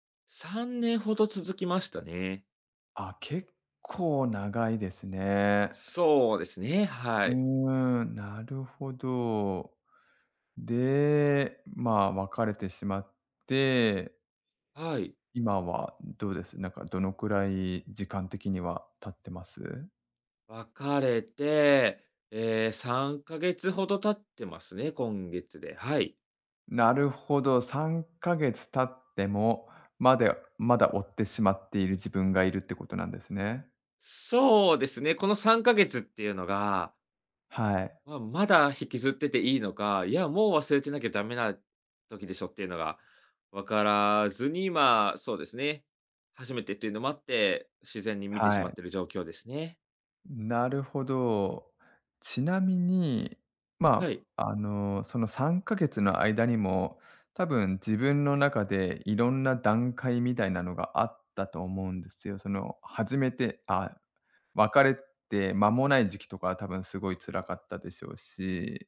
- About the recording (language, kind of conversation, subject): Japanese, advice, SNSで元パートナーの投稿を見てしまい、つらさが消えないのはなぜですか？
- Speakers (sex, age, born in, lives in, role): male, 25-29, Japan, Japan, user; male, 40-44, Japan, Japan, advisor
- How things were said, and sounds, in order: none